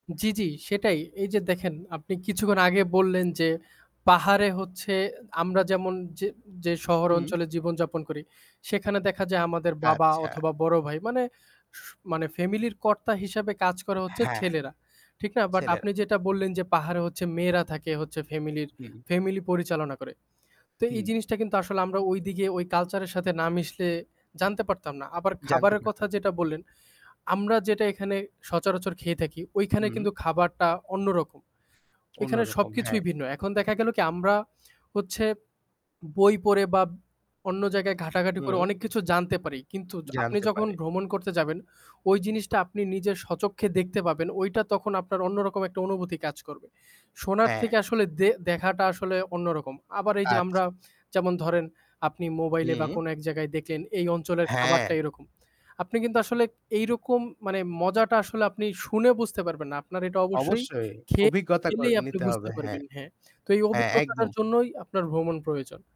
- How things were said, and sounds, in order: static; tapping
- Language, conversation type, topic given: Bengali, unstructured, তোমার প্রিয় ভ্রমণের স্মৃতি কী?